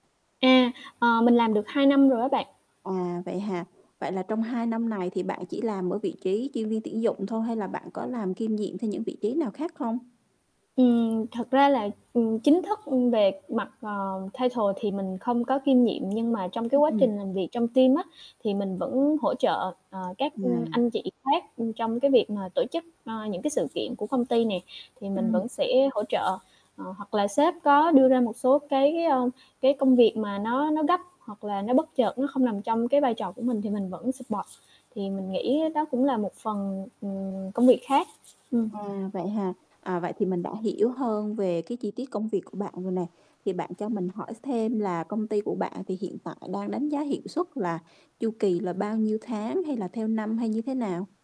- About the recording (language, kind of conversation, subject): Vietnamese, advice, Làm sao xin tăng lương mà không lo bị từ chối và ảnh hưởng đến mối quan hệ với sếp?
- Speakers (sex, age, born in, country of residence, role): female, 20-24, Vietnam, Vietnam, user; female, 35-39, Vietnam, Vietnam, advisor
- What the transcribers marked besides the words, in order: static; tapping; other background noise; in English: "title"; in English: "team"; in English: "support"